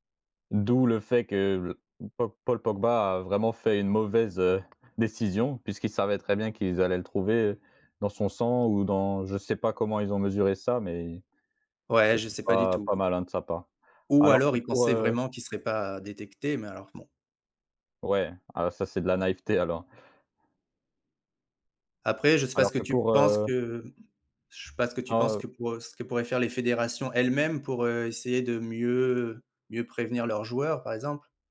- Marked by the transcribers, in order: tapping
- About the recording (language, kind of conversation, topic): French, unstructured, Le dopage dans le sport devrait-il être puni plus sévèrement ?